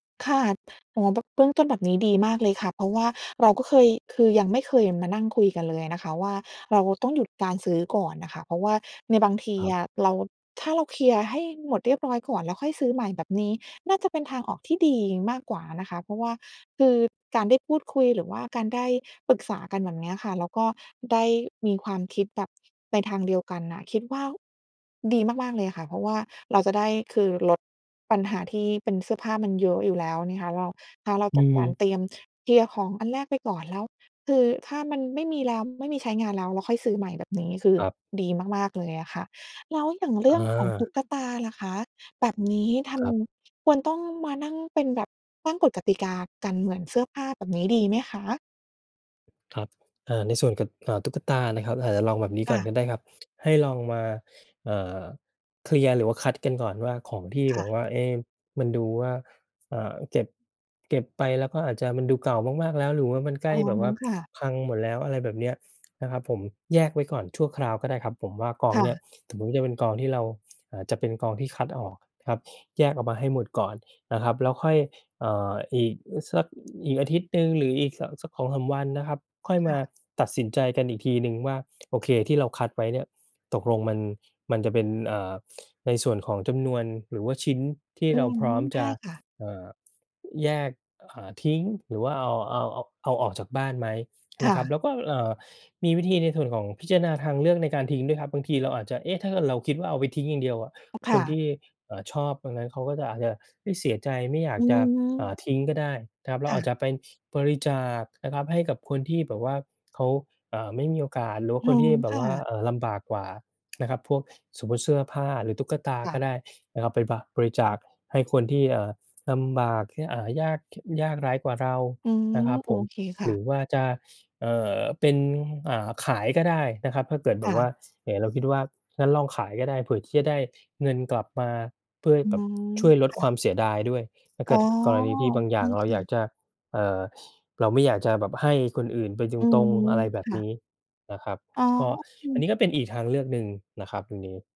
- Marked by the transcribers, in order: other background noise; tapping; other noise
- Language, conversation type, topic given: Thai, advice, อยากจัดบ้านให้ของน้อยลงแต่กลัวเสียดายเวลาต้องทิ้งของ ควรทำอย่างไร?